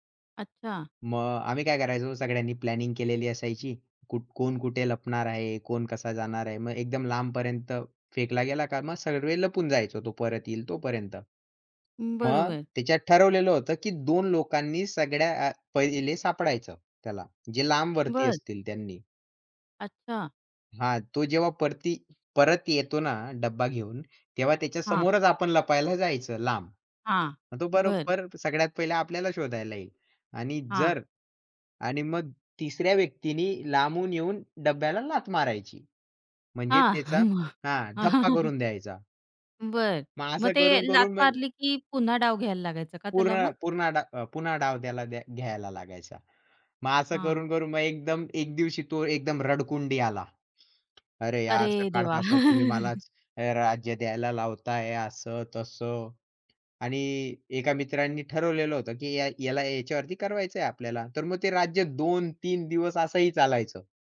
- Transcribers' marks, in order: in English: "प्लॅनिंग"; tapping; joyful: "हां"; chuckle; chuckle
- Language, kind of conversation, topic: Marathi, podcast, तुमच्या वाडीत लहानपणी खेळलेल्या खेळांची तुम्हाला कशी आठवण येते?